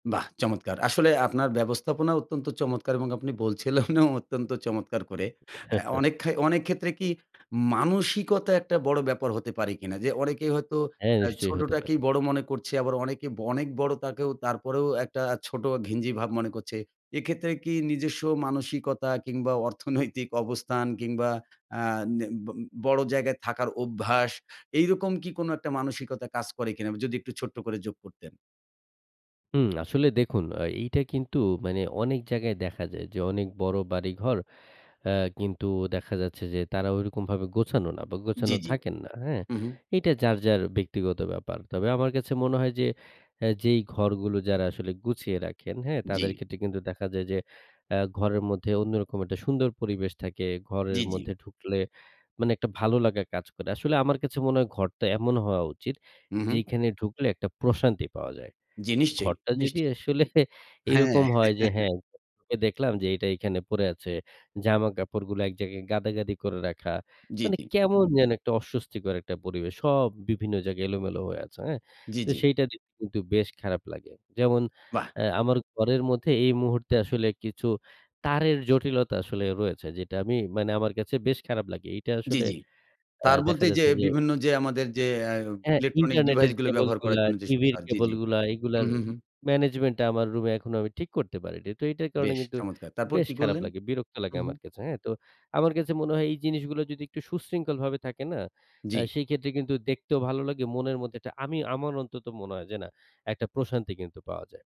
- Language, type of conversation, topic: Bengali, podcast, ঘর ছোট হলে সেটাকে বড় দেখাতে আপনি কী করেন?
- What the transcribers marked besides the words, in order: laughing while speaking: "বলছিলেনও"; chuckle; laughing while speaking: "আসলে"; chuckle